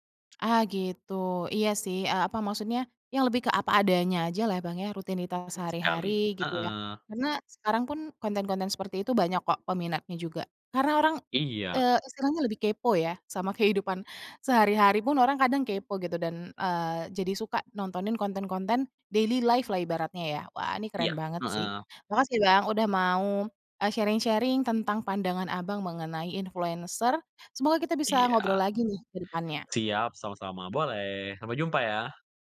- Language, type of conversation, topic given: Indonesian, podcast, Apa yang membuat seorang influencer menjadi populer menurutmu?
- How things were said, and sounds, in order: in English: "daily life"; other background noise; in English: "sharing-sharing"; in English: "influencer"